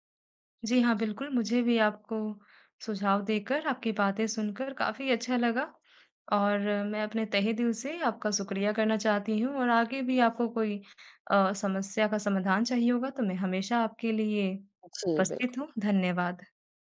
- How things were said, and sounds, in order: none
- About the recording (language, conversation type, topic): Hindi, advice, पालन‑पोषण में विचारों का संघर्ष
- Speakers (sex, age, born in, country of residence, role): female, 40-44, India, India, user; female, 55-59, India, India, advisor